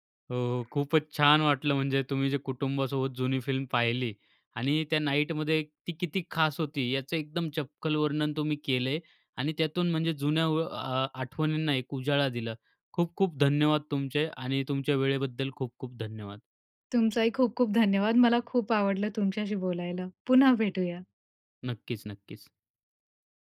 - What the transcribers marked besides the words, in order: in English: "फिल्म"; in English: "नाईटमध्ये"
- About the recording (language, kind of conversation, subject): Marathi, podcast, कुटुंबासोबतच्या त्या जुन्या चित्रपटाच्या रात्रीचा अनुभव तुला किती खास वाटला?